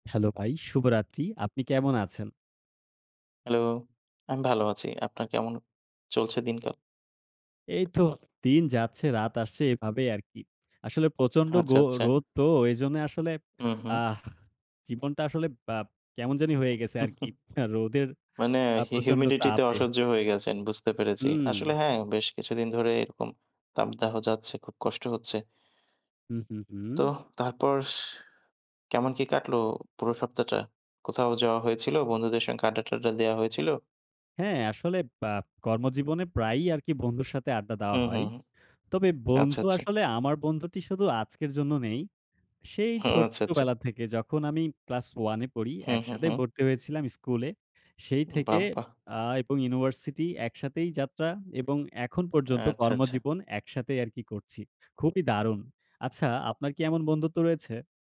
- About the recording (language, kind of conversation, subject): Bengali, unstructured, আপনার জীবনের কোন বন্ধুত্ব আপনার ওপর সবচেয়ে বেশি প্রভাব ফেলেছে?
- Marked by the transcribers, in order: tapping; other background noise; other noise